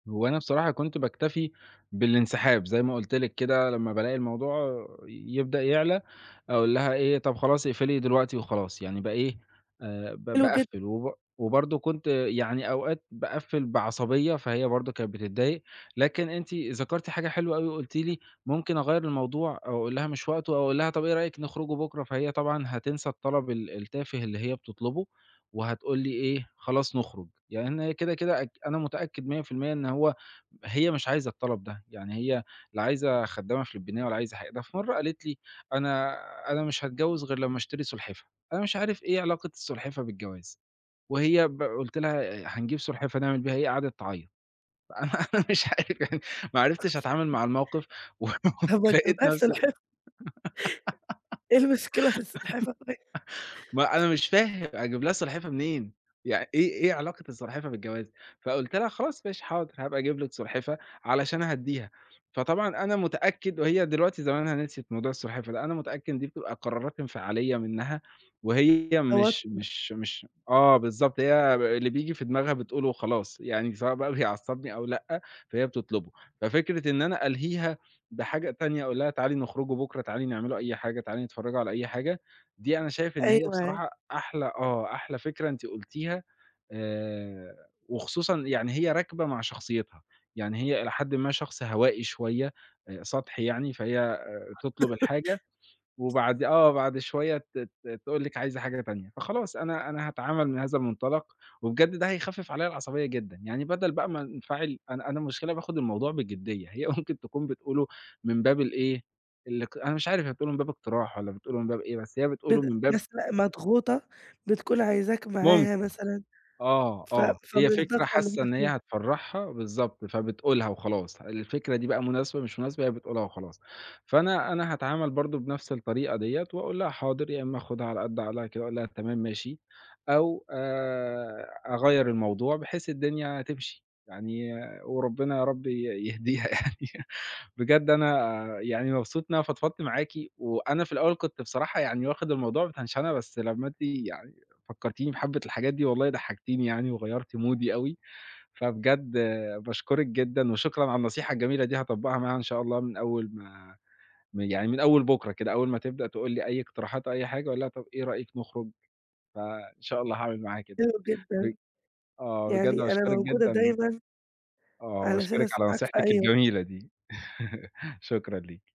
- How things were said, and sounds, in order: chuckle; laugh; laughing while speaking: "مش عارف"; laugh; giggle; chuckle; laugh; laughing while speaking: "ممكن"; laughing while speaking: "يهديها يعني"; in English: "بتنشنة"; in English: "مودي"; laugh
- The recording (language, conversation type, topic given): Arabic, advice, إزاي أتعامل مع نوبات غضب مفاجئة ومش بعرف أسيطر عليها وأنا بتناقش مع شريكي؟